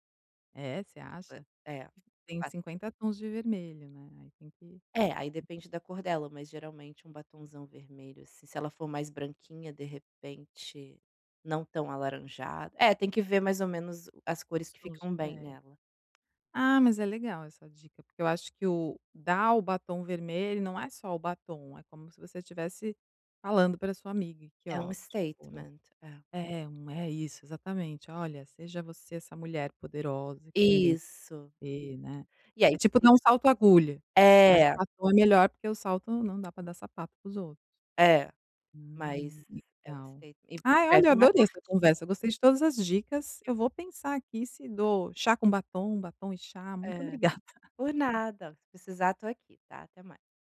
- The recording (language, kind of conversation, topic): Portuguese, advice, Como encontrar presentes significativos com um orçamento limitado e ainda surpreender a pessoa?
- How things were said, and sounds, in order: tapping; in English: "statement"; other background noise; laugh